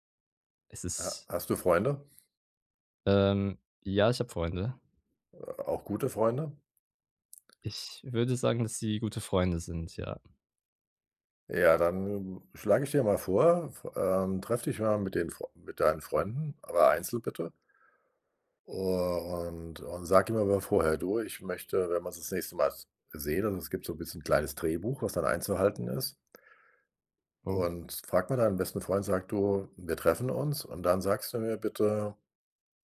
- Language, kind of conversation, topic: German, advice, Warum fällt es mir schwer, meine eigenen Erfolge anzuerkennen?
- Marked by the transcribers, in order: none